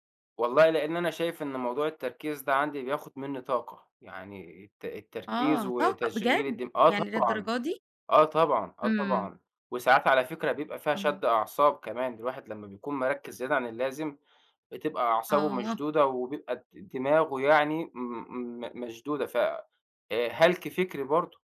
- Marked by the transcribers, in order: none
- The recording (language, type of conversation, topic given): Arabic, podcast, إزاي أبقى حاضر في اللحظة من غير ما أتشتّت؟